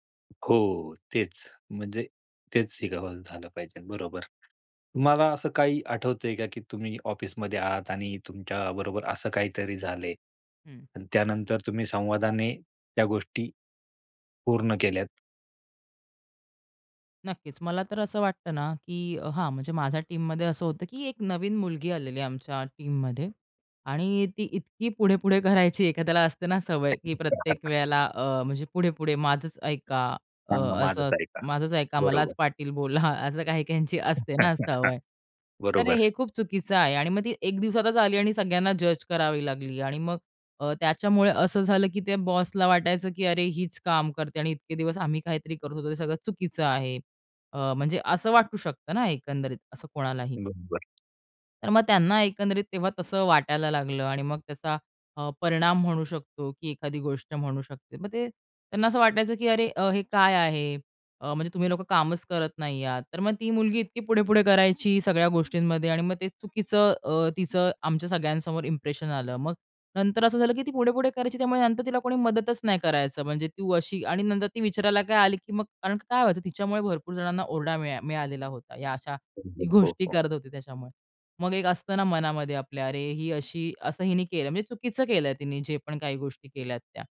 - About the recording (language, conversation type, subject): Marathi, podcast, टीममधला चांगला संवाद कसा असतो?
- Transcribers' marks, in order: tapping; other background noise; laughing while speaking: "बोला"; chuckle; in English: "इंप्रेशन"; laughing while speaking: "गोष्टी करत होती"